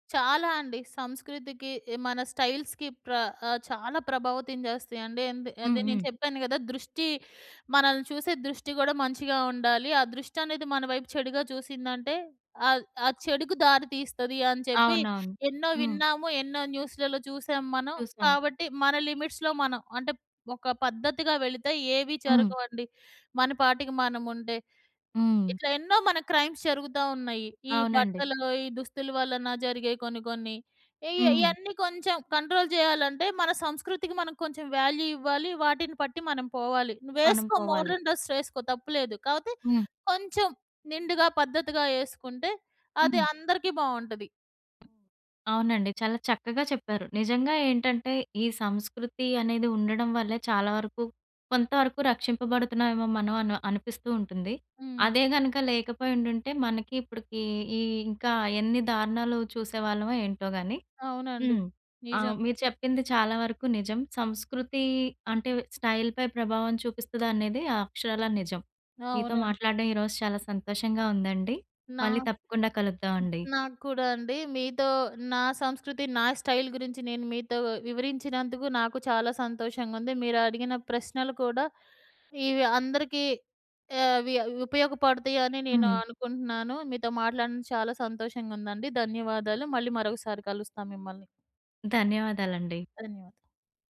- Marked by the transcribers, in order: in English: "స్టైల్స్‌కి"; in English: "న్యూస్‌లలో"; in English: "లిమిట్స్‌లో"; in English: "క్రైమ్స్"; in English: "కంట్రోల్"; in English: "వాల్యూ"; in English: "మోడర్న్ డ్రెస్"; other background noise; in English: "స్టైల్‌పై"; in English: "స్టైల్"
- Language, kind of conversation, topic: Telugu, podcast, సంస్కృతి మీ స్టైల్‌పై ఎలా ప్రభావం చూపింది?